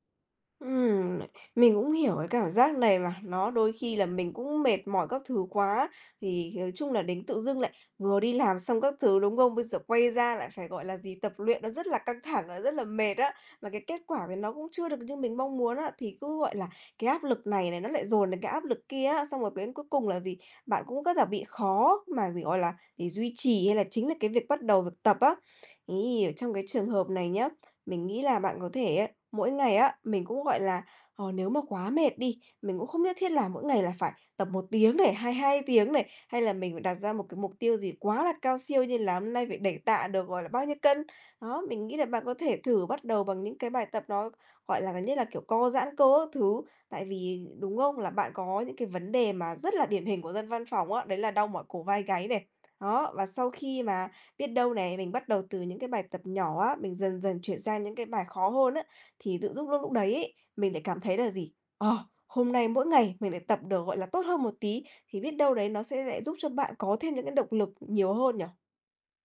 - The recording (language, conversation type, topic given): Vietnamese, advice, Vì sao bạn khó duy trì thói quen tập thể dục dù đã cố gắng nhiều lần?
- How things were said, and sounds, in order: tapping; other background noise; "dưng" said as "dúc"